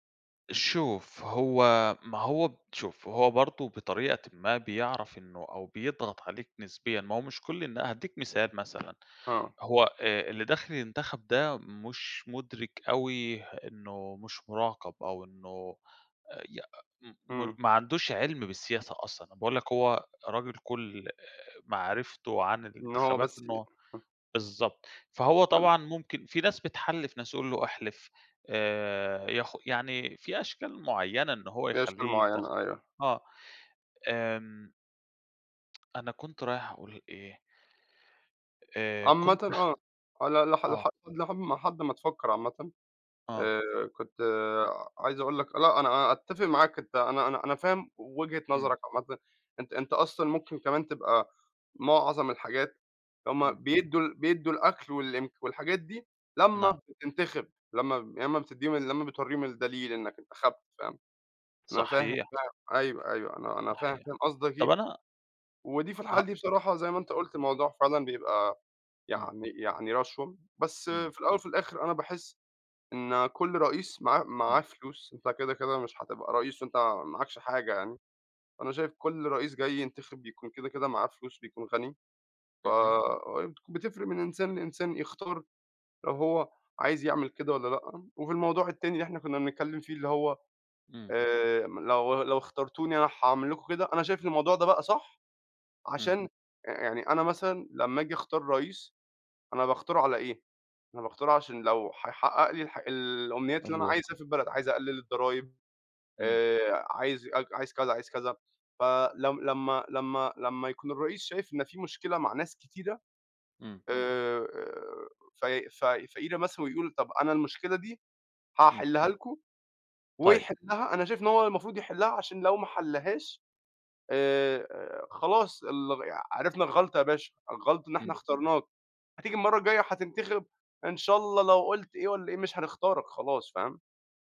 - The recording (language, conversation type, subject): Arabic, unstructured, هل شايف إن الانتخابات بتتعمل بعدل؟
- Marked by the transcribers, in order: other background noise; tapping